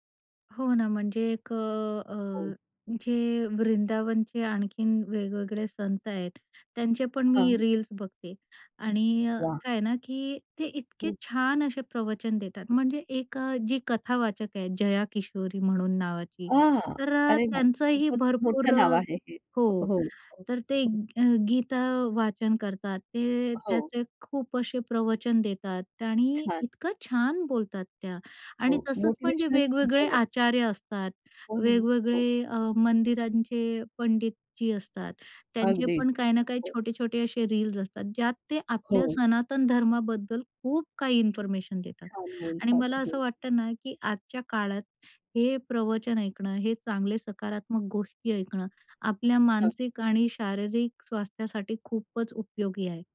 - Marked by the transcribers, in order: tapping; other background noise
- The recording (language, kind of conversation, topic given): Marathi, podcast, तुम्हाला कोणत्या प्रकारचे प्रभावक आवडतात आणि का?